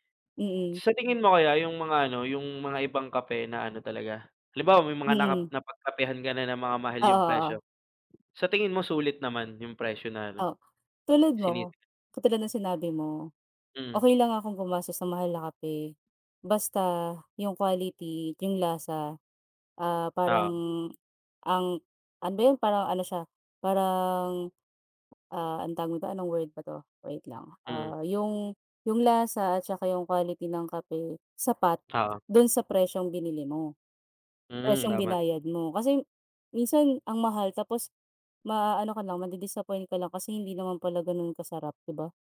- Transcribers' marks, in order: other background noise; tapping
- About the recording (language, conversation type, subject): Filipino, unstructured, Ano ang palagay mo sa sobrang pagtaas ng presyo ng kape sa mga sikat na kapihan?